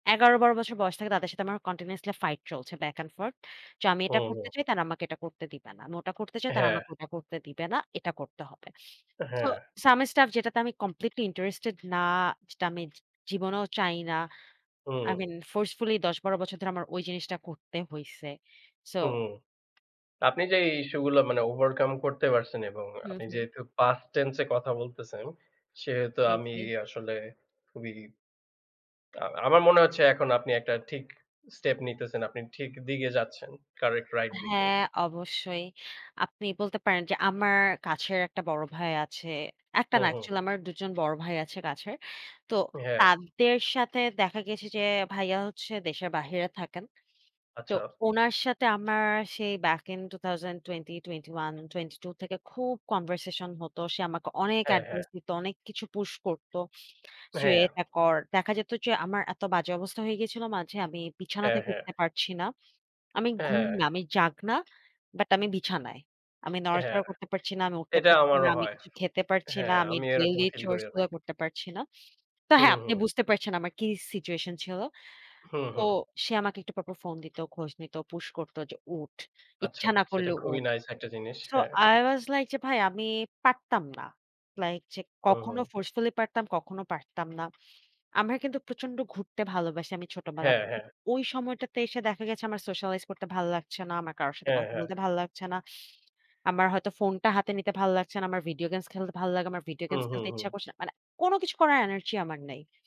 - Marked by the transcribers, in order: in English: "continuously fight"; in English: "so some stuff"; in English: "completely interested"; tapping; in English: "I mean forcefully"; other background noise; "তুই" said as "চুয়ে"; in English: "ডেইলি চরস"; in English: "so I was like"; unintelligible speech
- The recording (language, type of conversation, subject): Bengali, unstructured, নিজেকে ভালোবাসা মানসিক সুস্থতার জন্য কেন জরুরি?